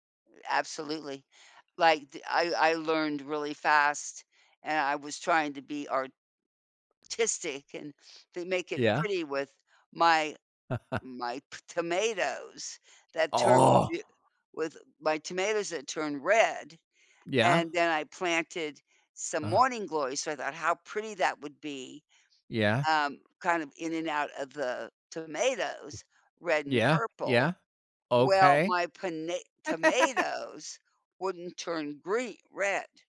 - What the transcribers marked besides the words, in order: chuckle; groan; other background noise; laugh
- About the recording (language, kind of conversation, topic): English, unstructured, How has learning a new skill impacted your life?
- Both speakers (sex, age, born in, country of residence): female, 75-79, United States, United States; male, 55-59, United States, United States